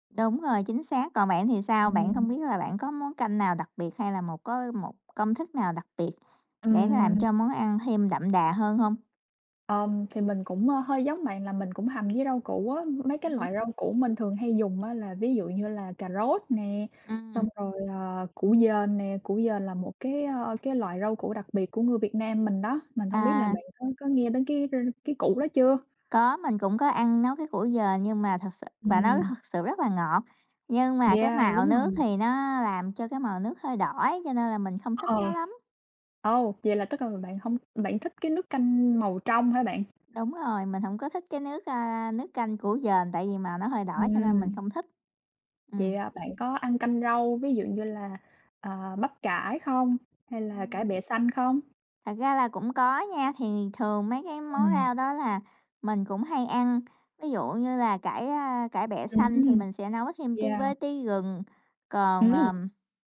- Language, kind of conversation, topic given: Vietnamese, unstructured, Bạn có bí quyết nào để nấu canh ngon không?
- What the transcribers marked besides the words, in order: tapping; other background noise